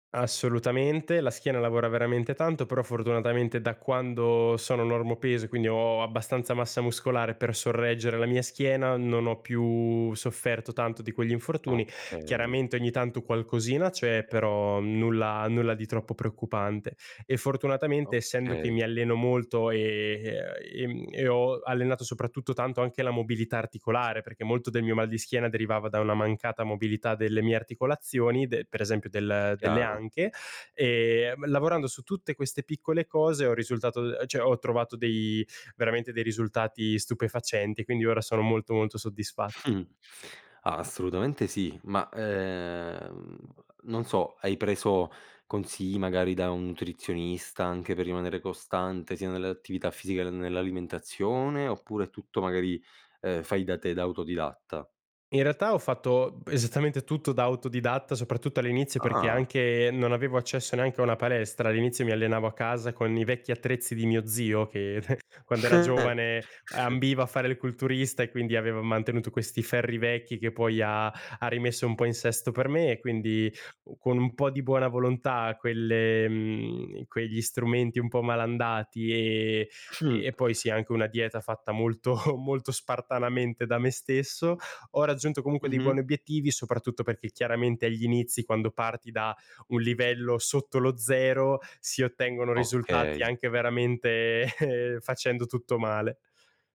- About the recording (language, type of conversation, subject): Italian, podcast, Come fai a mantenere la costanza nell’attività fisica?
- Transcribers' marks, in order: other background noise; "cioè" said as "ceh"; giggle; "consigli" said as "consii"; chuckle; chuckle; laughing while speaking: "molto"; chuckle